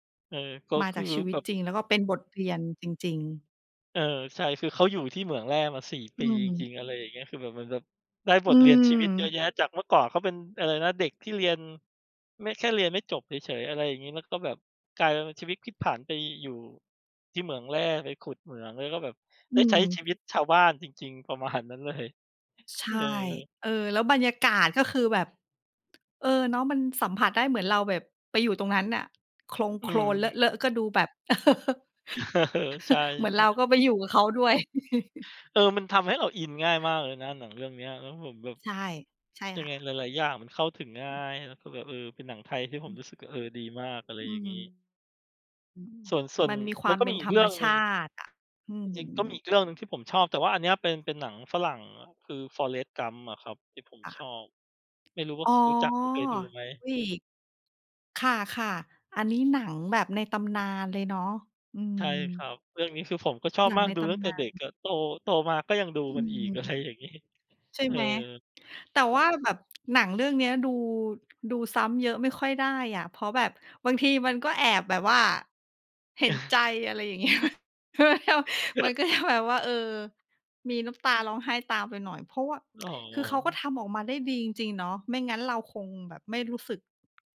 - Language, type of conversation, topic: Thai, unstructured, ภาพยนตร์เรื่องโปรดของคุณสอนอะไรคุณบ้าง?
- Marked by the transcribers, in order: other background noise; tapping; laughing while speaking: "ประมาณนั้นเลย"; laughing while speaking: "เออ"; chuckle; chuckle; laughing while speaking: "อะไรอย่างงี้"; tsk; chuckle; laughing while speaking: "เงี้ย มันก็จะแบบว่า"; unintelligible speech; laugh; tsk